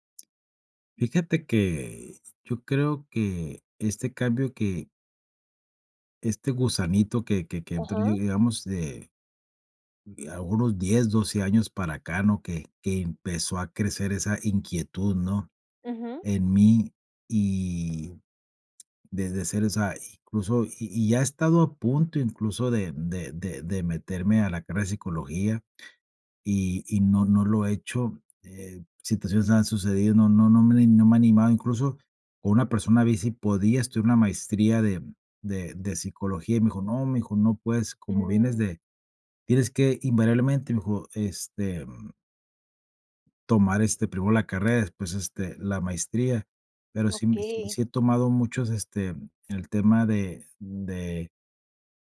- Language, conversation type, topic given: Spanish, advice, ¿Cómo puedo decidir si debo cambiar de carrera o de rol profesional?
- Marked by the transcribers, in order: tapping; other background noise